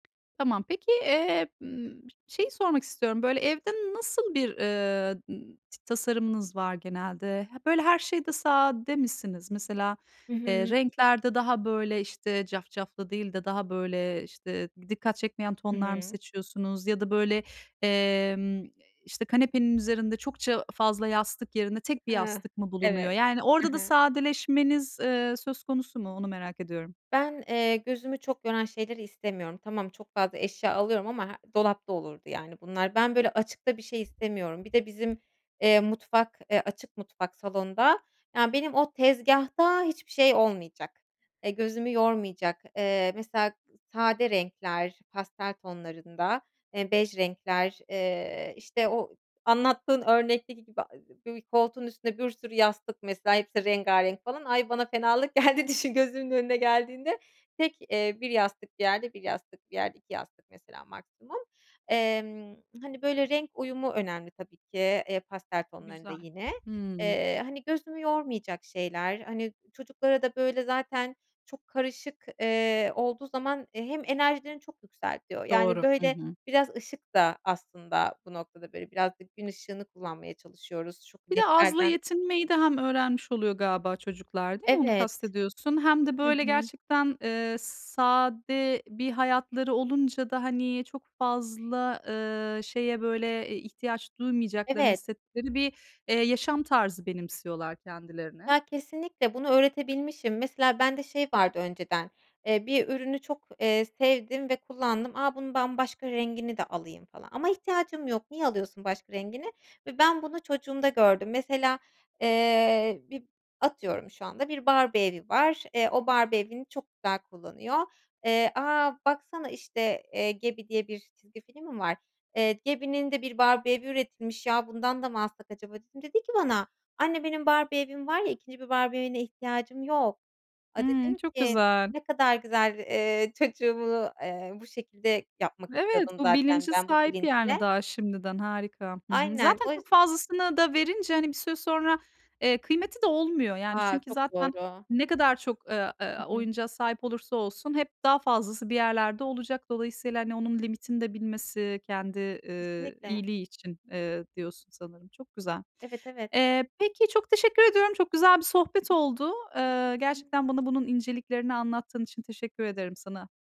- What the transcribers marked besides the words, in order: tapping; other background noise; other noise; unintelligible speech; laughing while speaking: "geldi"; unintelligible speech
- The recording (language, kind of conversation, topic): Turkish, podcast, Sadeleşme yolculuğuna başlamak isteyen birine ilk tavsiyen ne olur?